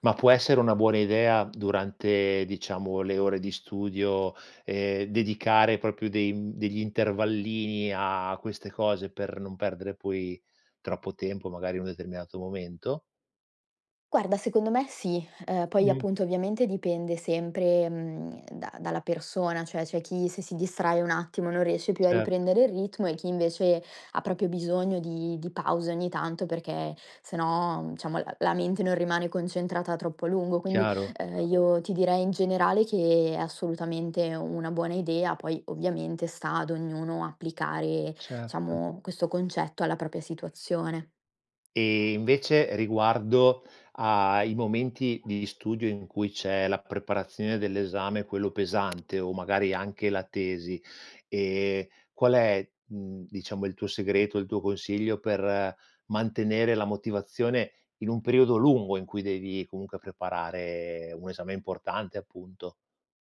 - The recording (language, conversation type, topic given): Italian, podcast, Come costruire una buona routine di studio che funzioni davvero?
- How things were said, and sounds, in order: tapping; "cioè" said as "ceh"; "diciamo" said as "ciamo"; "diciamo" said as "ciamo"; dog barking; other background noise